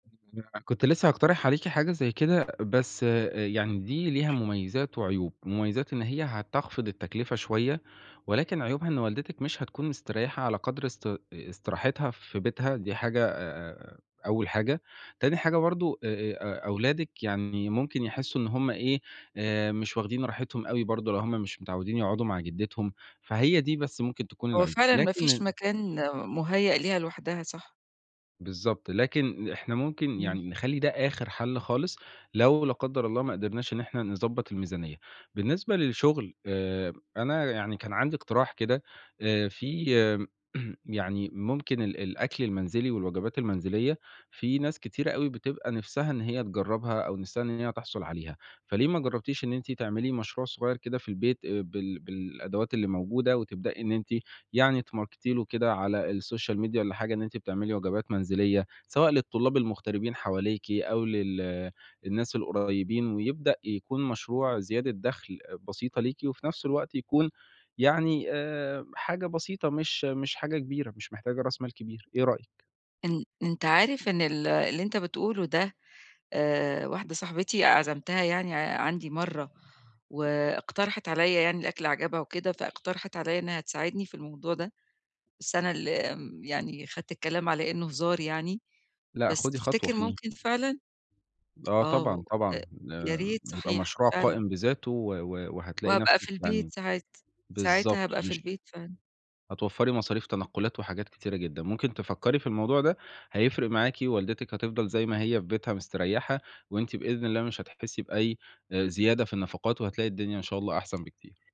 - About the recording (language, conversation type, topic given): Arabic, advice, إزاي الضغط اللي بييجي عليّا عشان أساعد أفراد عيلتي مادّيًا بيأثر على ميزانيتي؟
- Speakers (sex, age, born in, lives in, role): female, 55-59, Egypt, Egypt, user; male, 20-24, Egypt, Italy, advisor
- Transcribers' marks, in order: tapping; other background noise; throat clearing; in English: "تماركتي"; in English: "الSocial media"